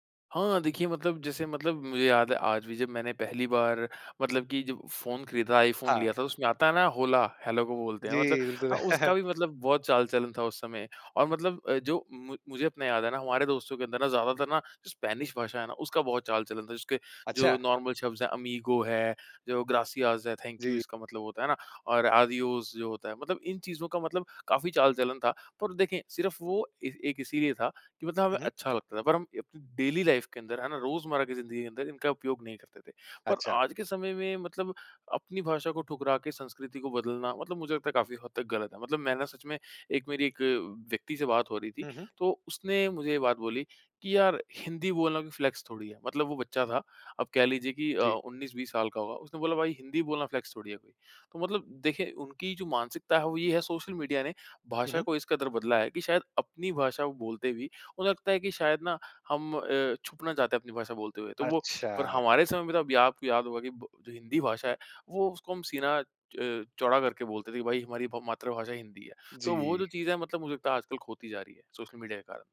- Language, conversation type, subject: Hindi, podcast, सोशल मीडिया ने आपकी भाषा को कैसे बदला है?
- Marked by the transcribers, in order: in Spanish: "होला"; in English: "हेलो"; laughing while speaking: "बिल्कुल"; chuckle; in English: "स्पेनिश"; in English: "नॉर्मल"; in Spanish: "अमीगो"; in Spanish: "ग्रासिआस"; in English: "थैंक यू"; in Spanish: "आदियोस"; in English: "डेली लाइफ"; in English: "फ़्लेक्स"; in English: "फ़्लेक्स"